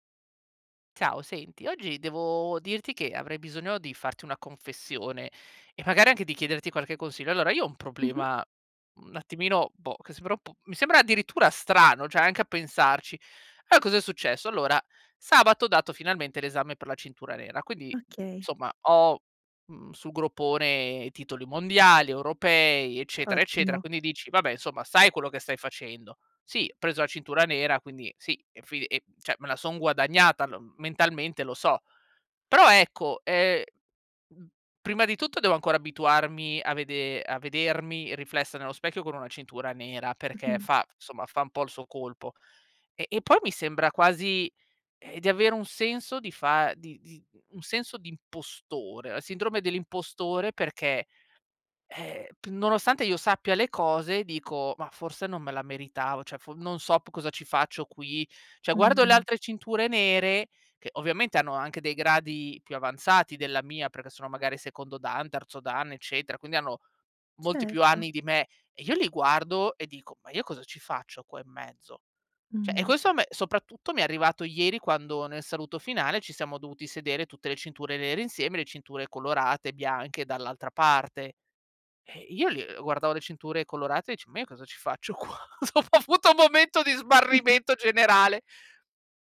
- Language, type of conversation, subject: Italian, advice, Come posso gestire la sindrome dell’impostore nonostante piccoli successi iniziali?
- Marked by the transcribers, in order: "cioè" said as "ceh"; "cioè" said as "ceh"; "cioè" said as "ceh"; "Cioè" said as "ceh"; "Cioè" said as "ceh"; laughing while speaking: "ho avuto un momento di smarrimento generale"; chuckle